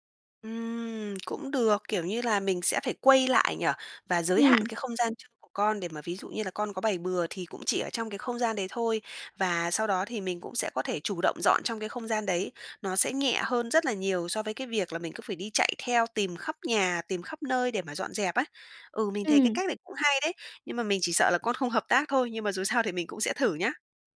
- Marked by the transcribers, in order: none
- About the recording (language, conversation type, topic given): Vietnamese, advice, Làm thế nào để xây dựng thói quen dọn dẹp và giữ nhà gọn gàng mỗi ngày?